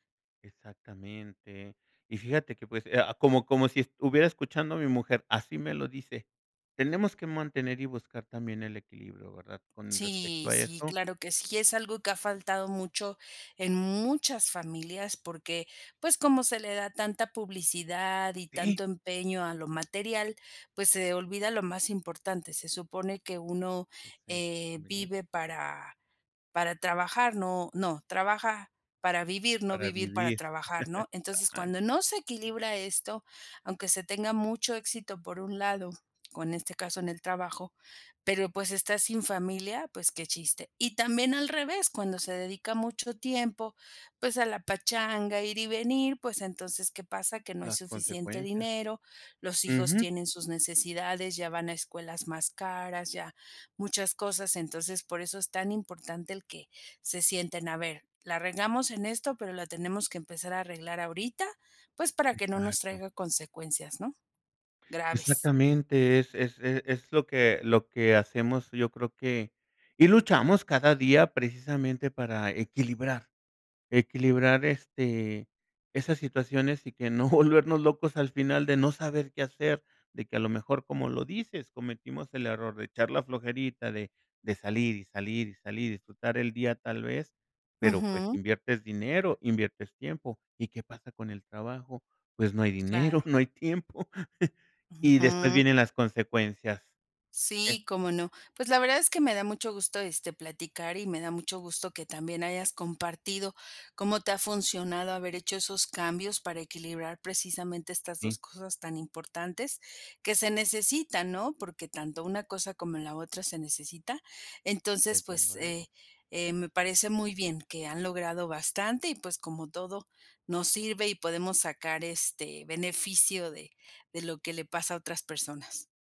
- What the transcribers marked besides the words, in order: chuckle; laughing while speaking: "exacto"; laughing while speaking: "no"; laughing while speaking: "no hay tiempo"; chuckle
- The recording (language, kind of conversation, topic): Spanish, podcast, ¿Cómo equilibras el trabajo y la vida familiar sin volverte loco?